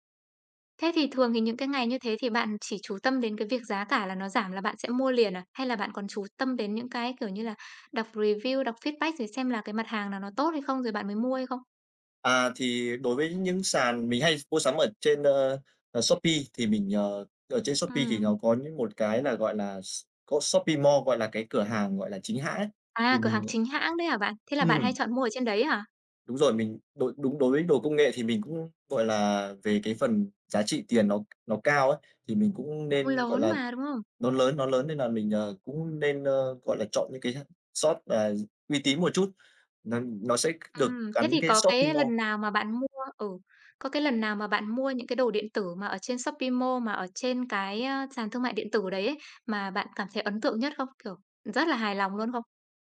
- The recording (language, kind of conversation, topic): Vietnamese, podcast, Bạn có thể kể về lần mua sắm trực tuyến khiến bạn ấn tượng nhất không?
- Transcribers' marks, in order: other background noise; in English: "review"; in English: "feedback"; tapping